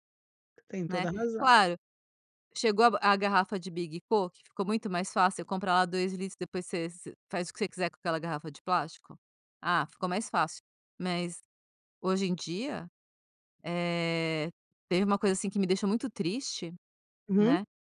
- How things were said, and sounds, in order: tapping
- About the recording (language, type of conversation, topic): Portuguese, podcast, Que pequenos gestos diários ajudam, na sua opinião, a proteger a natureza?